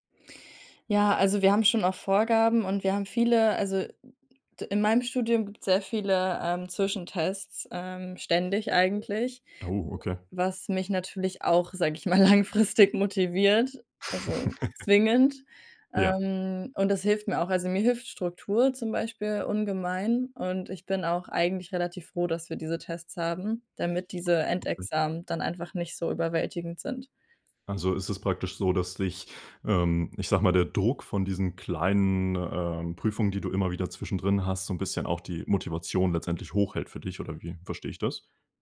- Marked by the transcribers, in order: laughing while speaking: "langfristig"; chuckle; other background noise
- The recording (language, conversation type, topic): German, podcast, Wie bleibst du langfristig beim Lernen motiviert?